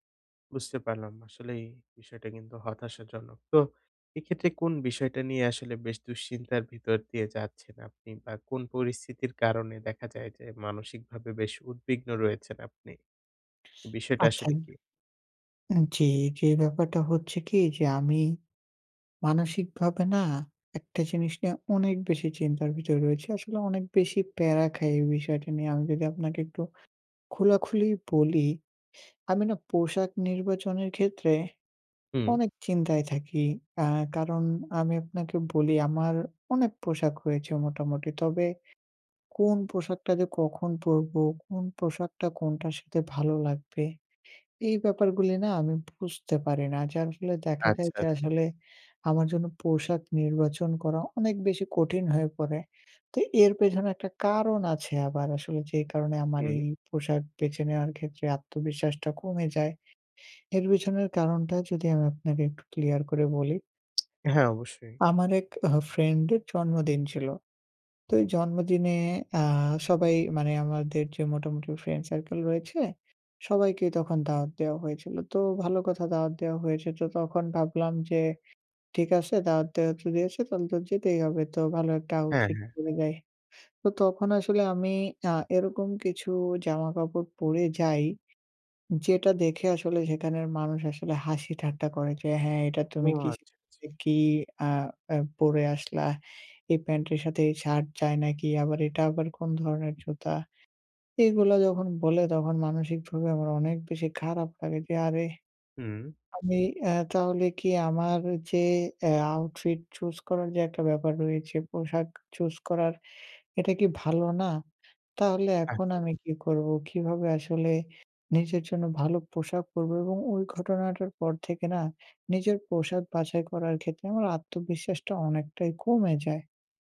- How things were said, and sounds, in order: tapping; "যেহেতু" said as "দেহুতু"
- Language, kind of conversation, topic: Bengali, advice, দৈনন্দিন জীবন, অফিস এবং দিন-রাতের বিভিন্ন সময়ে দ্রুত ও সহজে পোশাক কীভাবে বেছে নিতে পারি?